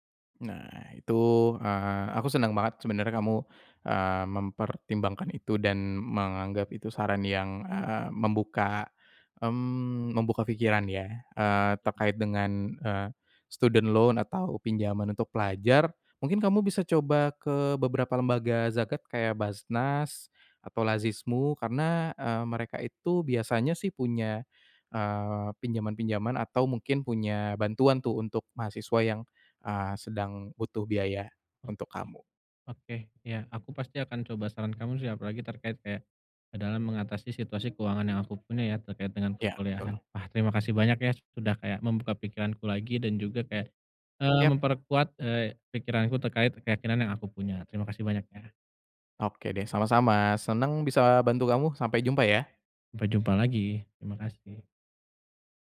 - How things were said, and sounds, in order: in English: "student loan"; other background noise; background speech
- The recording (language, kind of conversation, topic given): Indonesian, advice, Bagaimana saya memilih ketika harus mengambil keputusan hidup yang bertentangan dengan keyakinan saya?